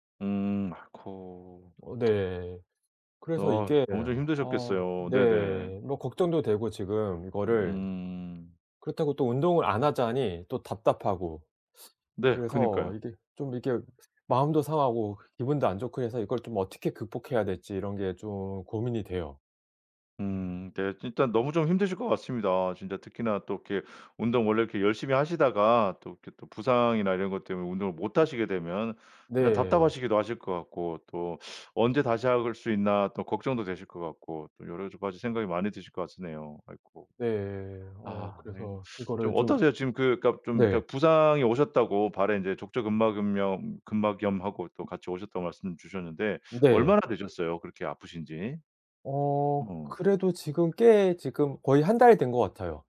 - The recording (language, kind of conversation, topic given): Korean, advice, 운동 성과 중단과 부상으로 인한 좌절감을 어떻게 극복할 수 있을까요?
- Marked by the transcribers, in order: tsk; other background noise; tapping